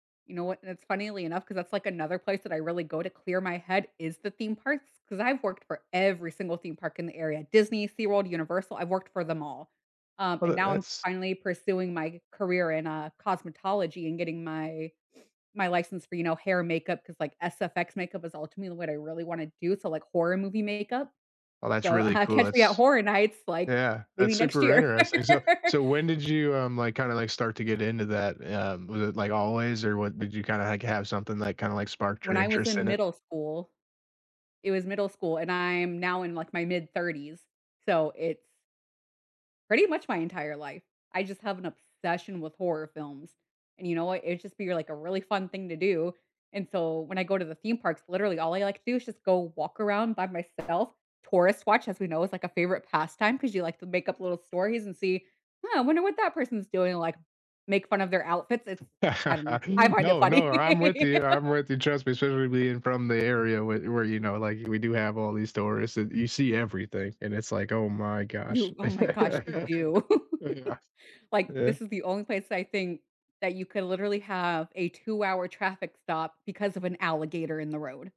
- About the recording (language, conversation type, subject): English, unstructured, Where do you go to clear your head, and why does that place help you think?
- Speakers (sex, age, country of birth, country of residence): female, 30-34, United States, United States; male, 30-34, United States, United States
- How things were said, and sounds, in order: laughing while speaking: "catch me at Horror Nights"; laughing while speaking: "year"; laugh; other background noise; tapping; chuckle; laugh; chuckle